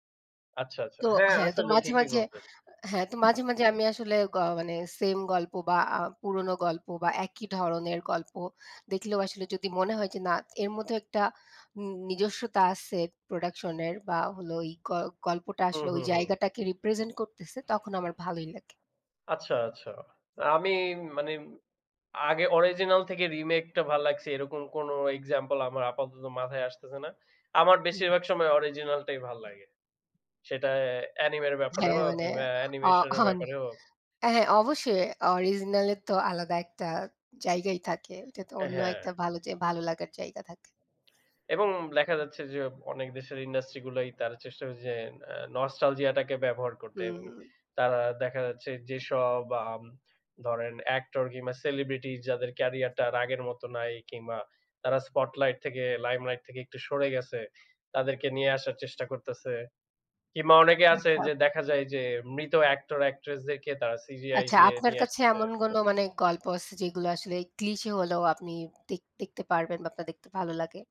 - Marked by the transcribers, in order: other background noise; in English: "represent"; in English: "nostalgia"; in English: "spotlight"; in English: "limelight"; in English: "cliche"
- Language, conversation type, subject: Bengali, unstructured, সিনেমার গল্পগুলো কেন বেশিরভাগ সময় গতানুগতিক হয়ে যায়?